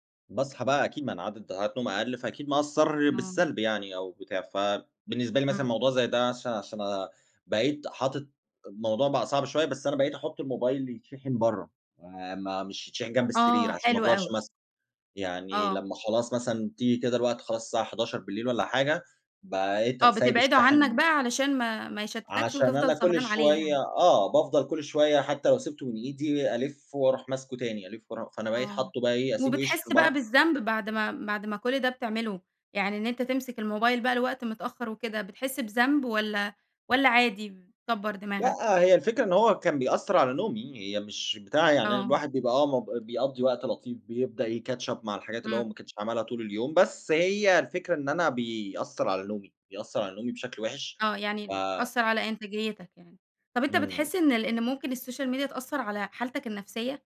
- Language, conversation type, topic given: Arabic, podcast, إزاي بتنظّم وقتك على السوشيال ميديا؟
- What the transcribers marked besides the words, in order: "ساعات" said as "داعات"; other background noise; in English: "catch up"; in English: "السوشيال ميديا"